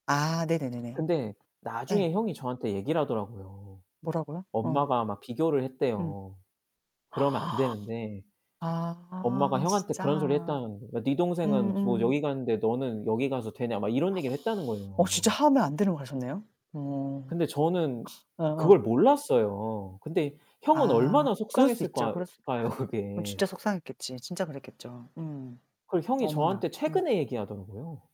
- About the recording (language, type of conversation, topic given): Korean, unstructured, 좋은 대학에 가지 못하면 인생이 망할까요?
- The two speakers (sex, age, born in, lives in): female, 40-44, South Korea, South Korea; male, 30-34, South Korea, Hungary
- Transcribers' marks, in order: other background noise; gasp; distorted speech; gasp; laughing while speaking: "까요"; tapping